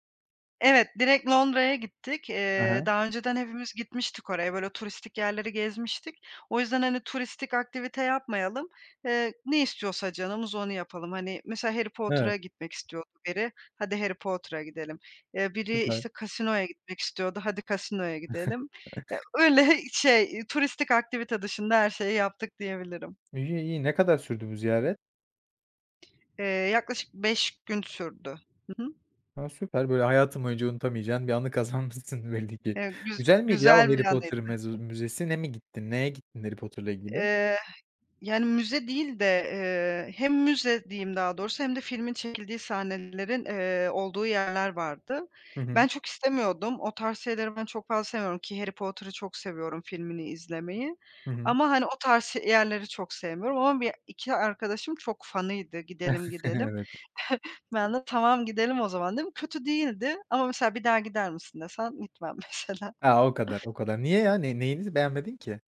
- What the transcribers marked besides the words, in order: in English: "casino'ya"; in English: "casino'ya"; chuckle; other background noise; laughing while speaking: "kazanmışsın belli ki"; tapping; chuckle; laughing while speaking: "mesela"; chuckle
- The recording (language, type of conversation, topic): Turkish, podcast, Hobiler günlük stresi nasıl azaltır?